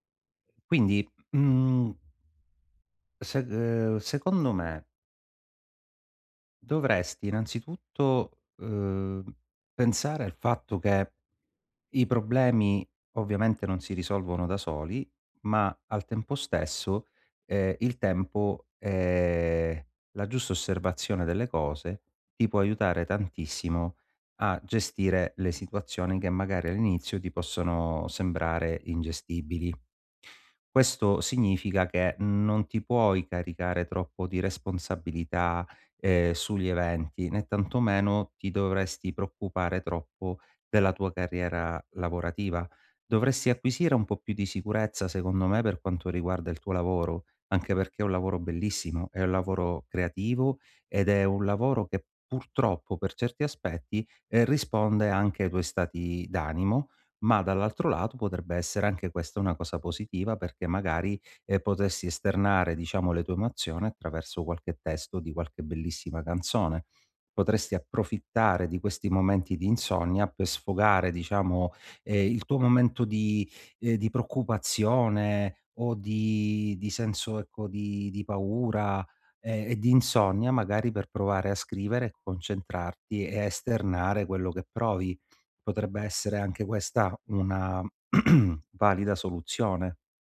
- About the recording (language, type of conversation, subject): Italian, advice, Come i pensieri ripetitivi e le preoccupazioni influenzano il tuo sonno?
- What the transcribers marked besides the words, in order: "emozioni" said as "manzione"; tapping; throat clearing